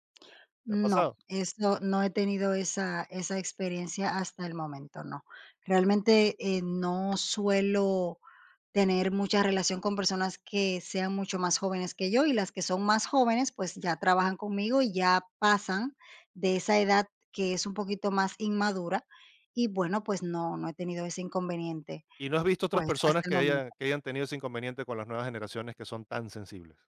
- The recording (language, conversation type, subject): Spanish, podcast, ¿Cómo manejas las expectativas de respuesta inmediata en mensajes?
- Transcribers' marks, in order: none